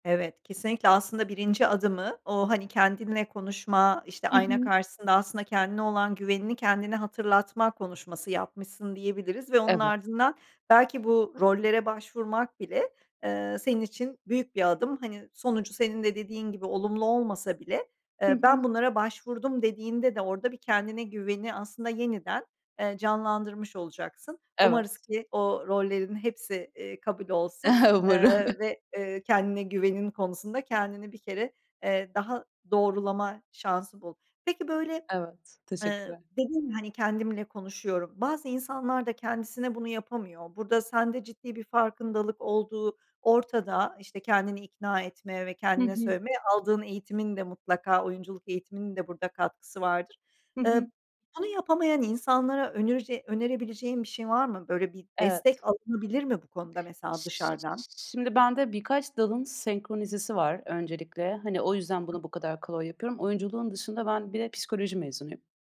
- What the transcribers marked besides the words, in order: other background noise; laughing while speaking: "A, umarım"; "kolay" said as "koloy"
- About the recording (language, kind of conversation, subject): Turkish, podcast, Kendine güvenini nasıl inşa ettin?
- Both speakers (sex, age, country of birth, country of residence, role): female, 30-34, Turkey, Netherlands, guest; female, 45-49, Turkey, Netherlands, host